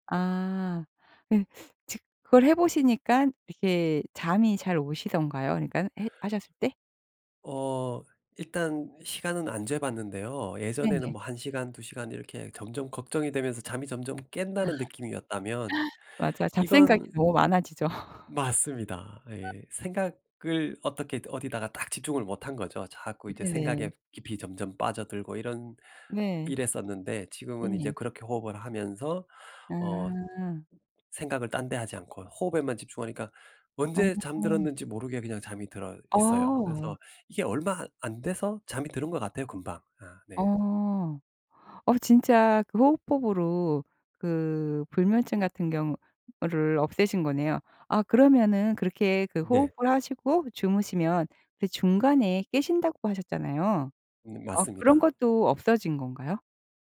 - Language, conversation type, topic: Korean, podcast, 수면 리듬을 회복하려면 어떻게 해야 하나요?
- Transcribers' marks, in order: tapping; laughing while speaking: "아"; laugh; other background noise